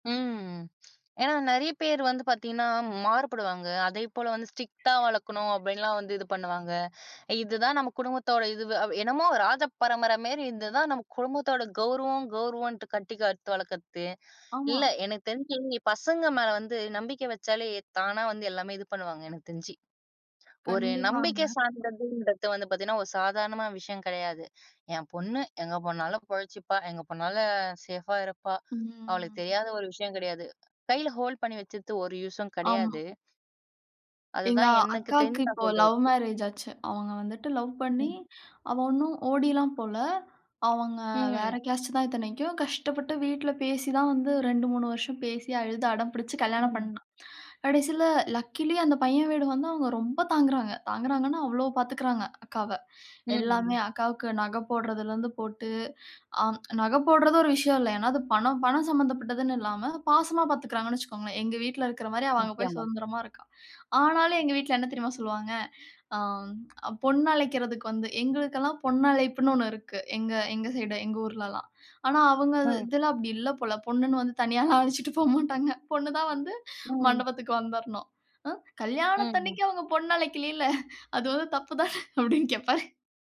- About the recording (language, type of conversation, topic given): Tamil, podcast, காதல் அல்லது நட்பு உறவுகளில் வீட்டிற்கான விதிகள் என்னென்ன?
- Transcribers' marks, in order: drawn out: "ம்"; tapping; in English: "ஸ்ரிக்ட்டா"; other background noise; other noise; in English: "சேஃபா"; drawn out: "ம்"; in English: "ஹோல்டு"; in English: "கேஸ்ட்டு"; in English: "லக்கிலி"; laughing while speaking: "வந்து தனியாலாம் அழைச்சிட்டு போமாட்டாங்க"; laughing while speaking: "அழைக்கிலல. அது வந்து தப்புதானே? அப்படின்னு கேப்பார்"